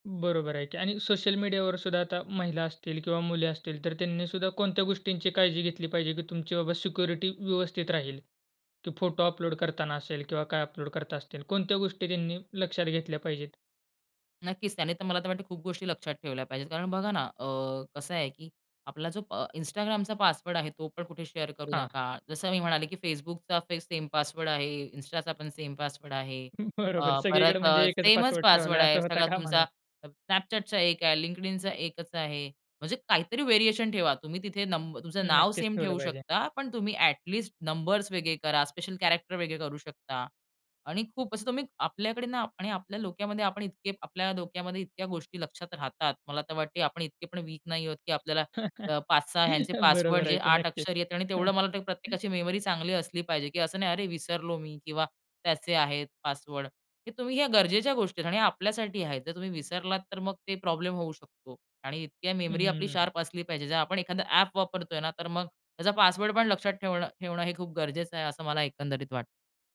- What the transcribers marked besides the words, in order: other noise; in English: "शेअर"; laughing while speaking: "हं, बरोबर"; in English: "व्हेरिएशन"; in English: "कॅरेक्टर"; laugh; in English: "शार्प"
- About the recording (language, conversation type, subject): Marathi, podcast, पासवर्ड आणि खात्यांच्या सुरक्षिततेसाठी तुम्ही कोणत्या सोप्या सवयी पाळता?